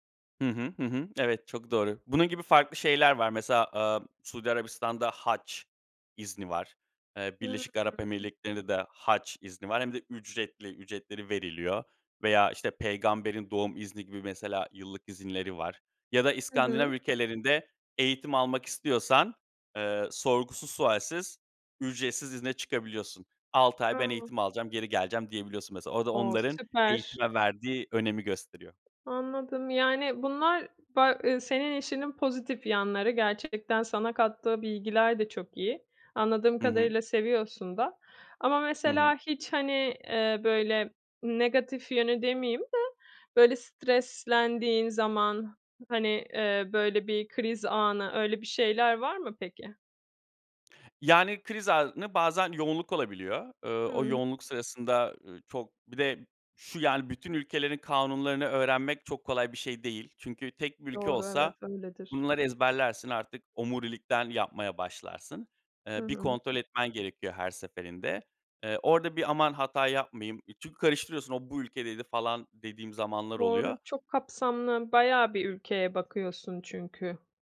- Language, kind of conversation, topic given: Turkish, podcast, Bu iş hayatını nasıl etkiledi ve neleri değiştirdi?
- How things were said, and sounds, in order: unintelligible speech